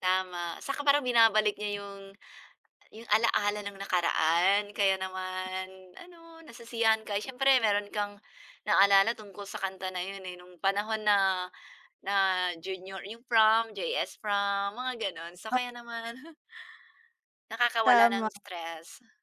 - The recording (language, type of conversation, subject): Filipino, unstructured, Paano mo binibigyang-halaga ang oras para sa sarili sa gitna ng abalang araw?
- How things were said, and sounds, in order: chuckle